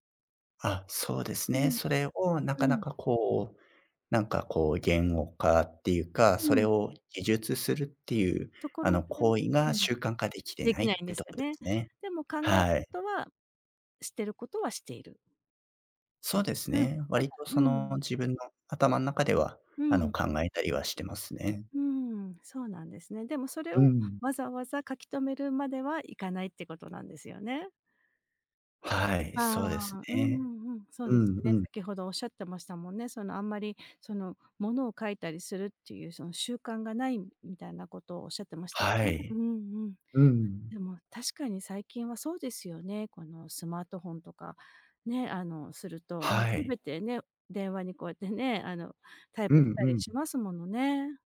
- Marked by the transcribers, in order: tapping
- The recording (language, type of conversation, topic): Japanese, advice, なぜ感謝や前向きな考え方を日記で習慣化できないのですか？